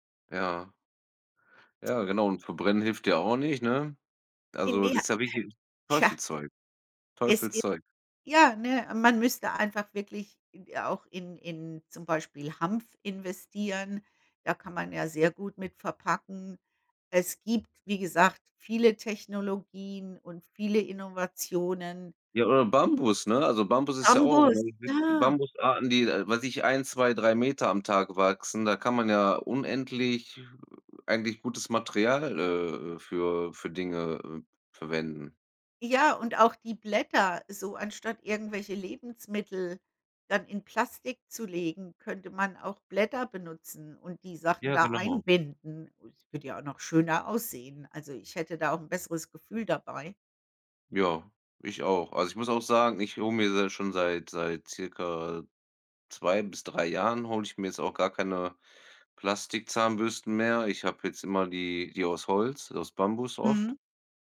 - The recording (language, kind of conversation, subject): German, unstructured, Wie beeinflusst Plastik unsere Meere und die darin lebenden Tiere?
- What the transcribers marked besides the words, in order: other background noise; unintelligible speech; tapping; surprised: "Bambus, ja"